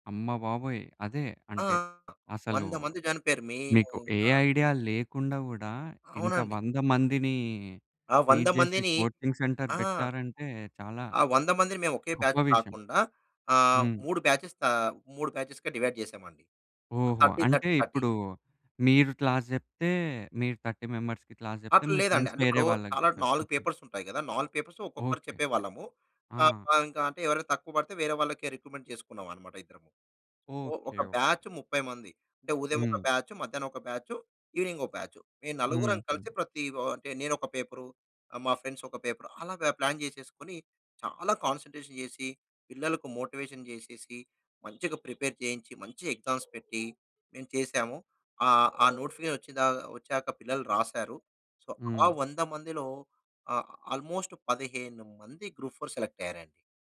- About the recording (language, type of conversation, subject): Telugu, podcast, మీరు మీలోని నిజమైన స్వరూపాన్ని ఎలా గుర్తించారు?
- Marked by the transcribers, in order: "జాయినైపోయారు" said as "జనిపోయారు"; in English: "టీచ్"; in English: "కోచింగ్ సెంటర్"; in English: "బ్యాచ్"; in English: "బ్యాచెస్‌గా"; in English: "బ్యాచెస్‌గా డివైడ్"; in English: "థర్టీ థర్టీ థర్టీ"; in English: "క్లాస్"; in English: "థర్టీ మెంబర్స్‌కి క్లాస్"; in English: "ఫ్రెండ్స్"; in English: "పేపర్స్"; in English: "పేపర్స్‌ని"; in English: "రిక్రూట్‌మెంట్"; in English: "బ్యాచ్"; in English: "ఈవెనింగ్"; in English: "పేపర్"; in English: "ఫ్రెండ్స్"; in English: "పేపర్"; in English: "ప్లాన్"; in English: "కాన్సంట్రేషన్"; in English: "మోటివేషన్"; horn; in English: "ప్రిపేర్"; in English: "ఎగ్జామ్స్"; in English: "నోటిఫికేషన్"; in English: "సో"; in English: "ఆల్‌మోస్ట్"; in English: "గ్రూప్ ఫోర్ సెలెక్ట్"